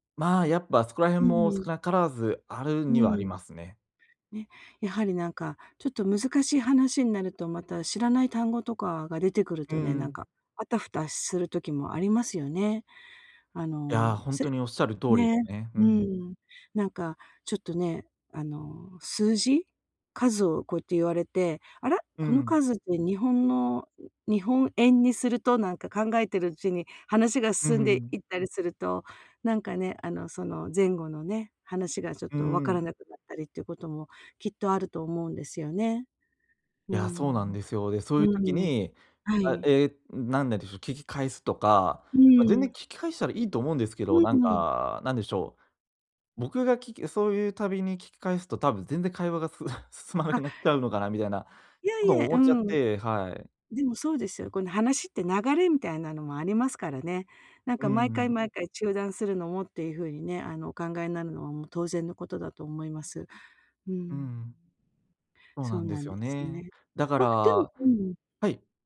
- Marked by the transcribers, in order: other noise; chuckle
- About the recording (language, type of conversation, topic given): Japanese, advice, グループの会話に入れないとき、どうすればいいですか？